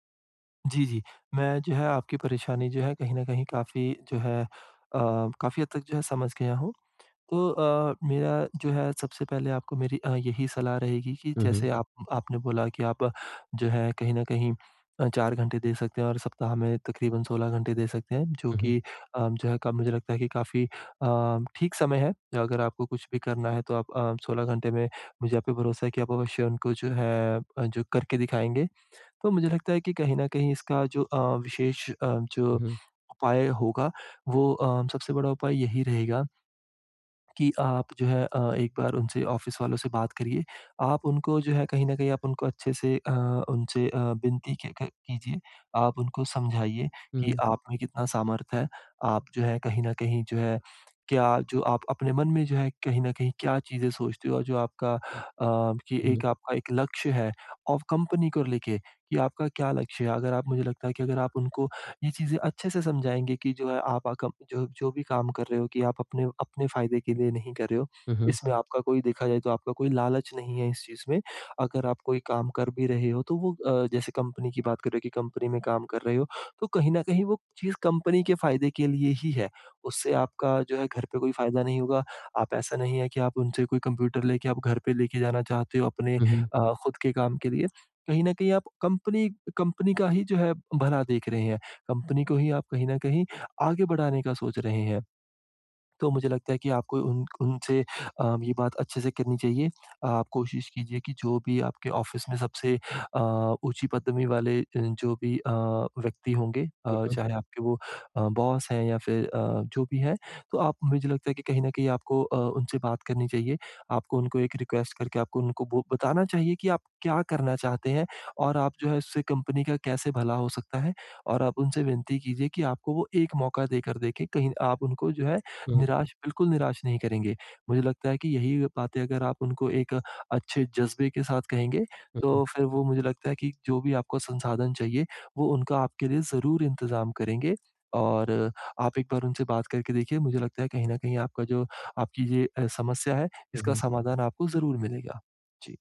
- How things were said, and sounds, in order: in English: "ऑफ़िस"; in English: "ऑफ़िस"; in English: "बॉस"; in English: "रिक्वेस्ट"
- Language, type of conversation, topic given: Hindi, advice, सीमित संसाधनों के बावजूद मैं अपनी रचनात्मकता कैसे बढ़ा सकता/सकती हूँ?